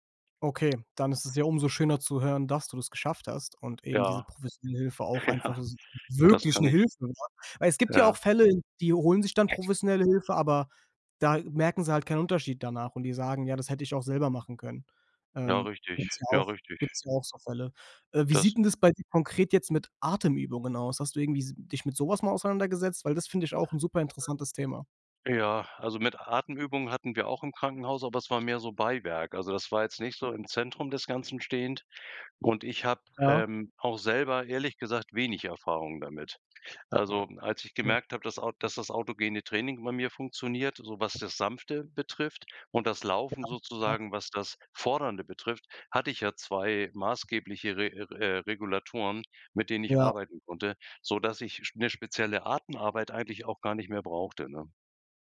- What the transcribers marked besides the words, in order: laughing while speaking: "Ja"; unintelligible speech; unintelligible speech; other background noise
- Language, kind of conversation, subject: German, podcast, Wie gehst du mit Stress im Alltag um?
- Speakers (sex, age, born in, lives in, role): male, 25-29, Germany, Germany, host; male, 65-69, Germany, Germany, guest